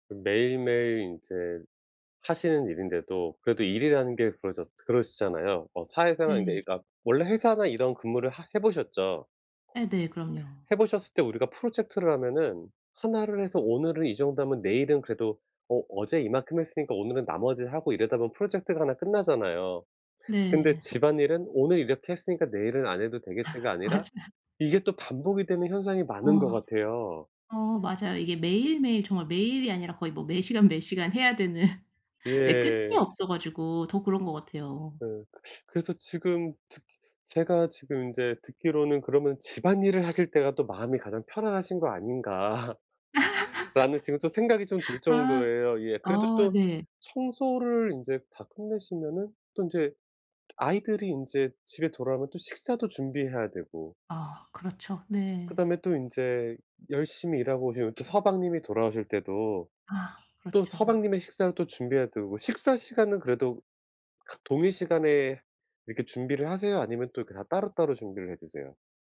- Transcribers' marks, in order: other background noise; laugh; laughing while speaking: "맞아요"; laugh; laugh; throat clearing
- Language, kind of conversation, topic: Korean, advice, 집에서 어떻게 하면 제대로 휴식을 취할 수 있을까요?